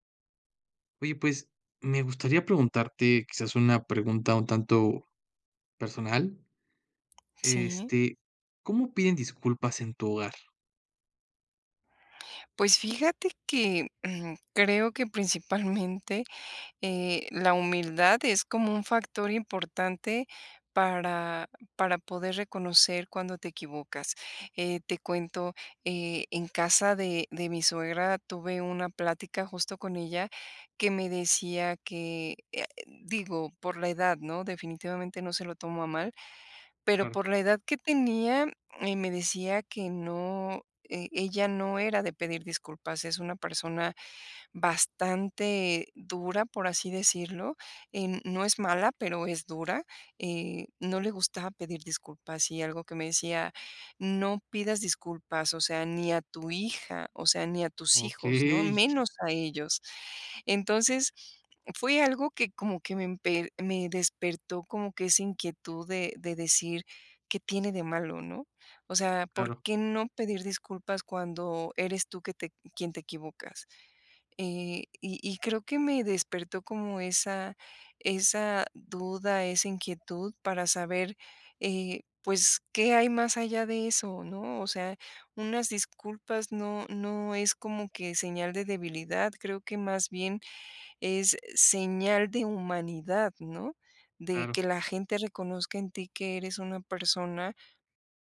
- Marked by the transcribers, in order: tapping; laughing while speaking: "principalmente"; laughing while speaking: "Okey"
- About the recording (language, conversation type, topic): Spanish, podcast, ¿Cómo piden disculpas en tu hogar?